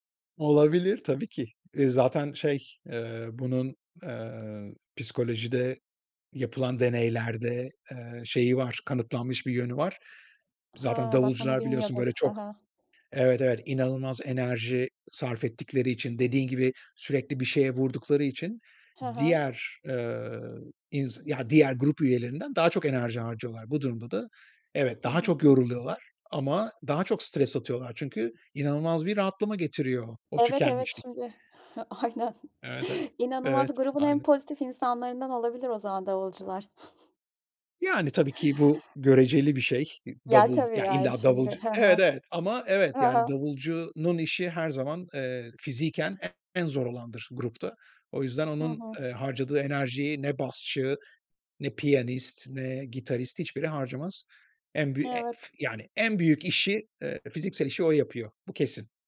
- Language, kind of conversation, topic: Turkish, podcast, Müziği ruh halinin bir parçası olarak kullanır mısın?
- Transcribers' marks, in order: other background noise; tapping; laughing while speaking: "Aynen"; unintelligible speech